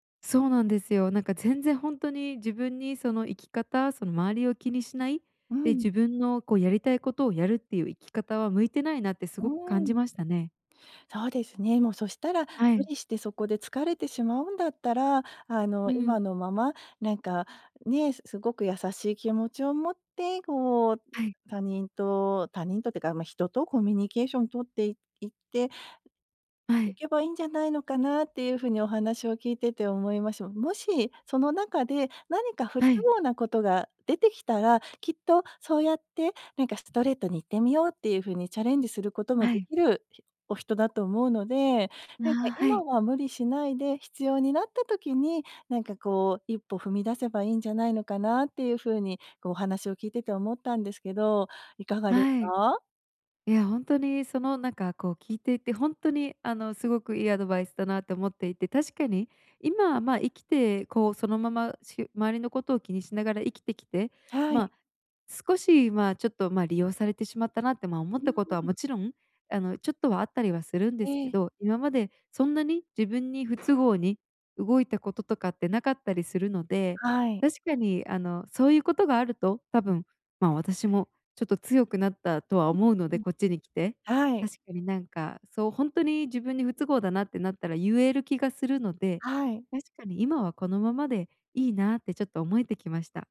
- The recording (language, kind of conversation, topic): Japanese, advice, 他人の評価を気にしすぎずに生きるにはどうすればいいですか？
- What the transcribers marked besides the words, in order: other noise